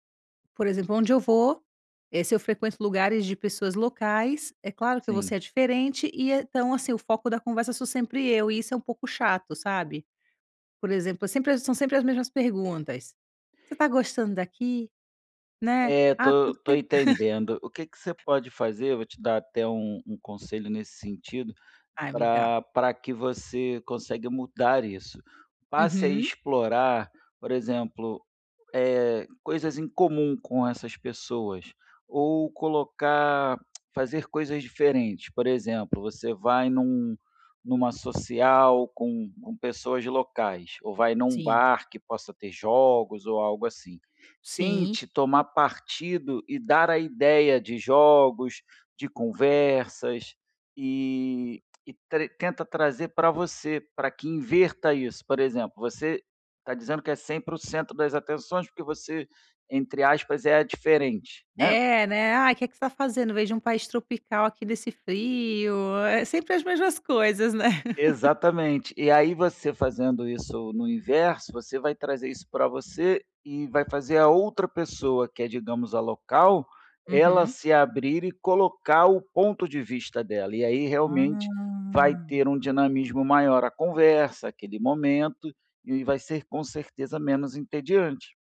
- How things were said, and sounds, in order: laugh; tongue click; laugh
- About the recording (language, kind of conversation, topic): Portuguese, advice, Como posso lidar com a dificuldade de fazer novas amizades na vida adulta?